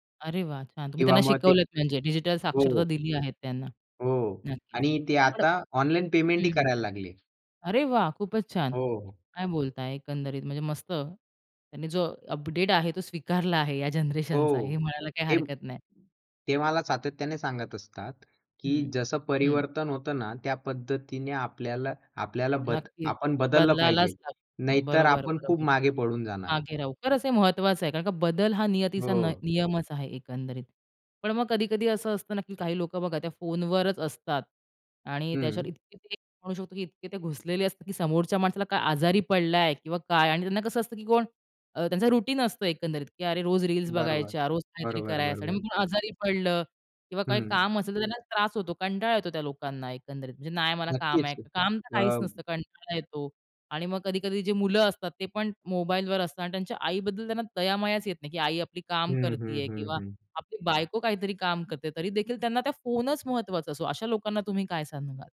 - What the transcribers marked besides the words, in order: laughing while speaking: "स्वीकारला आहे या जनरेशनचा"; tapping; other background noise; unintelligible speech; horn; in English: "रूटीन"
- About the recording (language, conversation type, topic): Marathi, podcast, फोनवर लक्ष गेल्यामुळे तुम्ही कधी एखादा महत्त्वाचा क्षण गमावला आहे का?